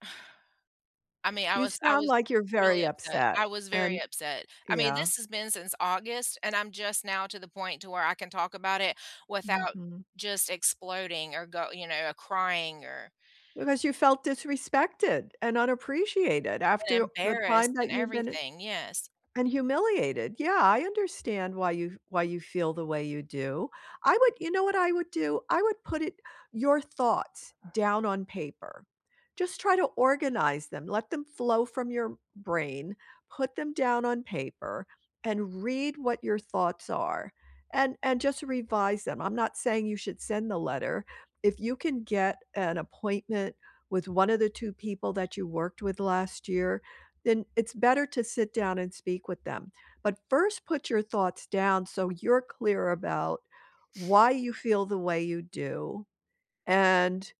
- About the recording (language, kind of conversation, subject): English, unstructured, What’s your take on toxic work environments?
- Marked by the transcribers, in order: other background noise